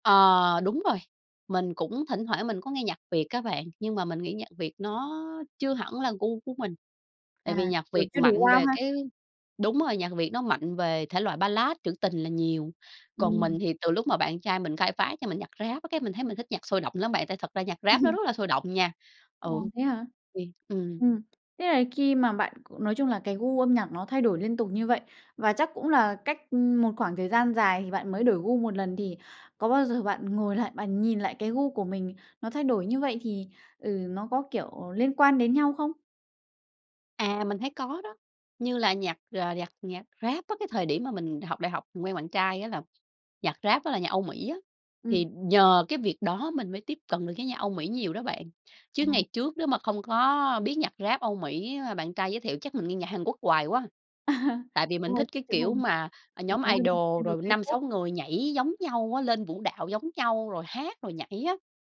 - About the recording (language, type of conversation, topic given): Vietnamese, podcast, Gu nhạc của bạn thay đổi thế nào qua các năm?
- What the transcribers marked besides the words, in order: other background noise; tapping; laugh; laugh; in English: "idol"; in English: "idol"